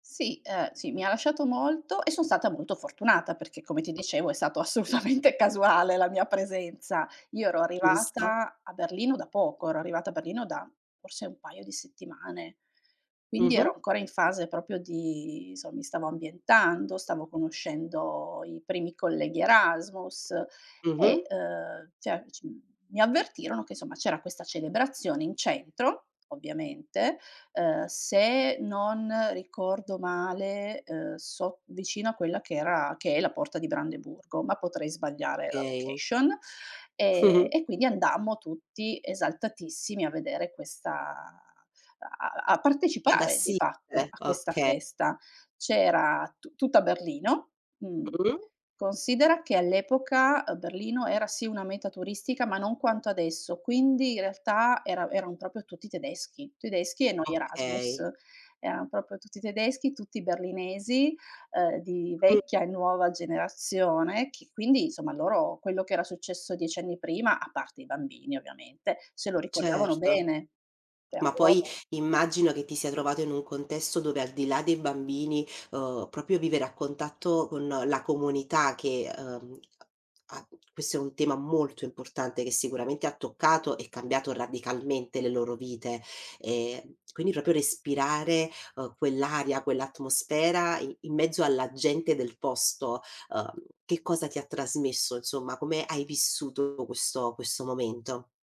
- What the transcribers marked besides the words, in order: other background noise; laughing while speaking: "assolutamente"; "proprio" said as "propio"; "cioè" said as "ceh"; "Okay" said as "kay"; in English: "location"; "proprio" said as "propio"; "proprio" said as "propio"; "proprio" said as "propio"
- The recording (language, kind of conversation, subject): Italian, podcast, Raccontami di una festa o di un festival locale a cui hai partecipato: che cos’era e com’è stata l’esperienza?